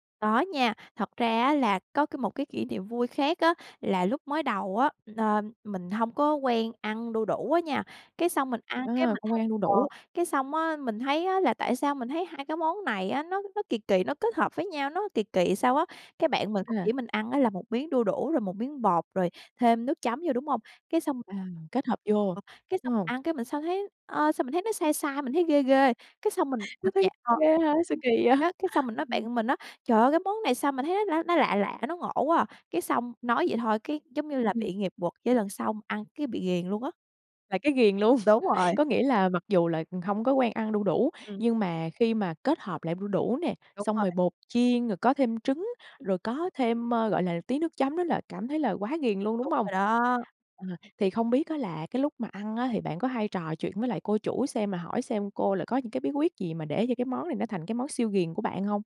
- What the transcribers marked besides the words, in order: unintelligible speech; tapping; background speech; laugh; unintelligible speech; chuckle; chuckle
- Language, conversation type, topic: Vietnamese, podcast, Món ăn đường phố bạn thích nhất là gì, và vì sao?